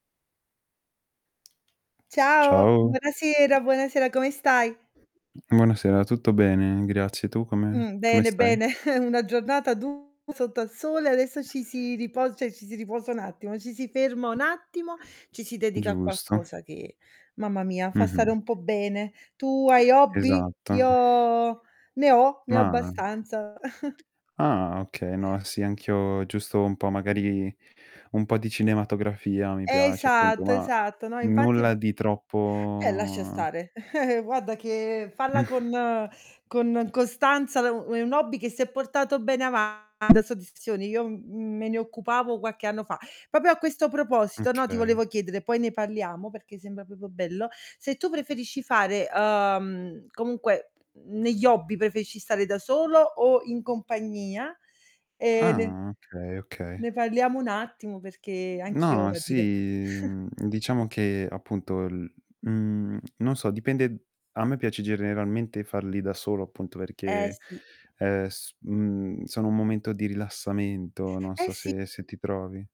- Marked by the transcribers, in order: tapping; other background noise; chuckle; distorted speech; mechanical hum; "cioè" said as "ceh"; "qualcosa" said as "quaccosa"; drawn out: "Io"; chuckle; static; drawn out: "troppo"; chuckle; "Guarda" said as "Guadda"; chuckle; "soddisfazioni" said as "soddisfzioni"; "qualche" said as "quache"; "Proprio" said as "Propio"; "proprio" said as "propio"; chuckle; "generalmente" said as "gerieralmente"
- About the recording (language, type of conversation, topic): Italian, unstructured, Preferisci fare hobby da solo o in compagnia?